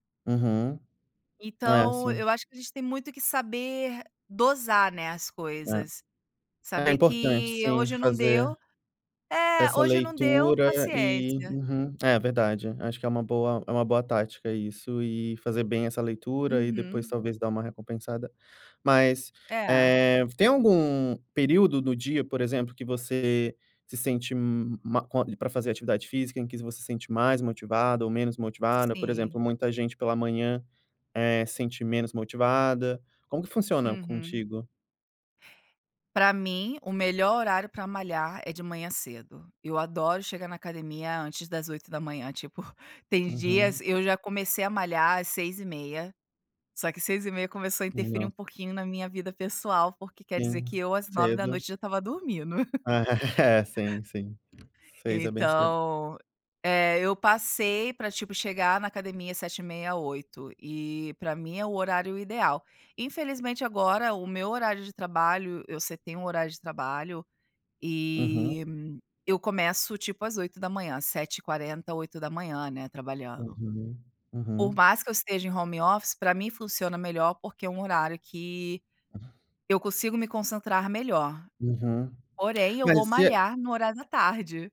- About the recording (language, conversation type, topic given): Portuguese, podcast, Como você se motiva a se exercitar quando não tem vontade?
- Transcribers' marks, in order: tapping; chuckle; laughing while speaking: "É"; in English: "home office"; other background noise